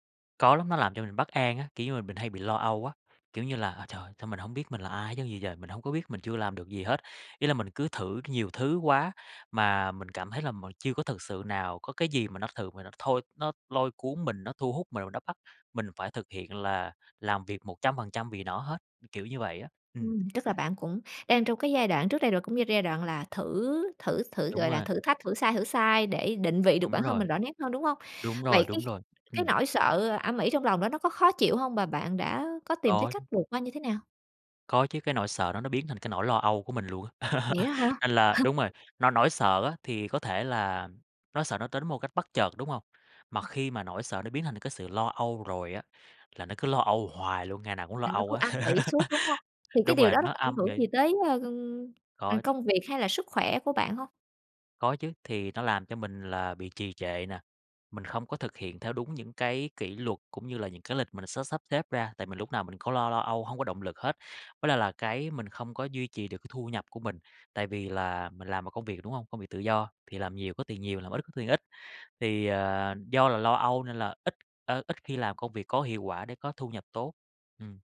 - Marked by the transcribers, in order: tapping; other background noise; laugh; "đến" said as "tến"; laugh
- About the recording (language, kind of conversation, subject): Vietnamese, podcast, Bạn xử lý nỗi sợ khi phải thay đổi hướng đi ra sao?